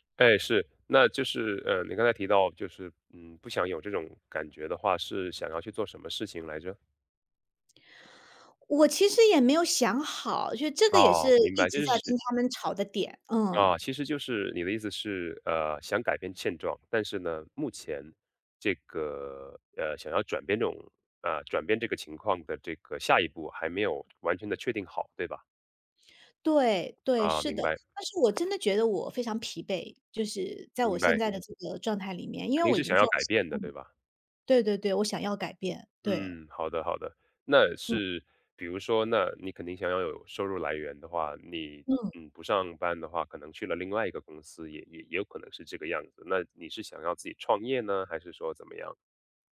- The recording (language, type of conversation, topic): Chinese, advice, 当你选择不同的生活方式却被家人朋友不理解或责备时，你该如何应对？
- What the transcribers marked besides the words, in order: other background noise; unintelligible speech